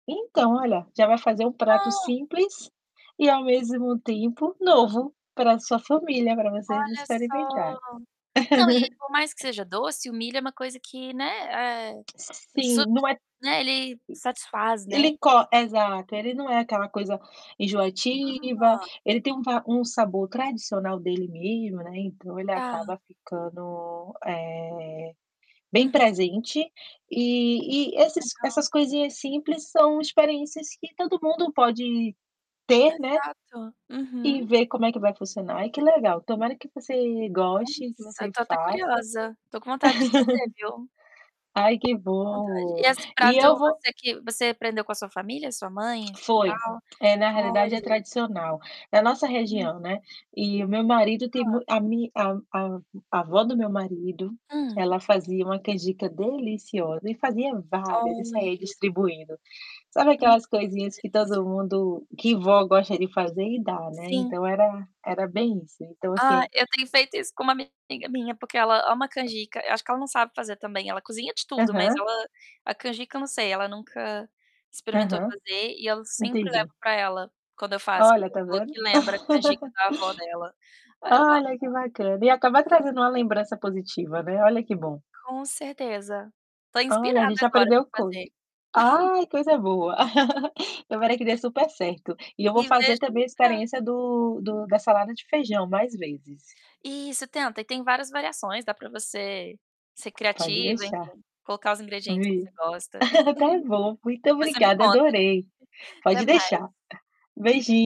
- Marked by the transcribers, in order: static; distorted speech; tapping; chuckle; other background noise; laugh; laugh; chuckle; laugh; unintelligible speech; laugh; chuckle
- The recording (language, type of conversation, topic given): Portuguese, unstructured, Qual prato simples você acha que todo mundo deveria saber preparar?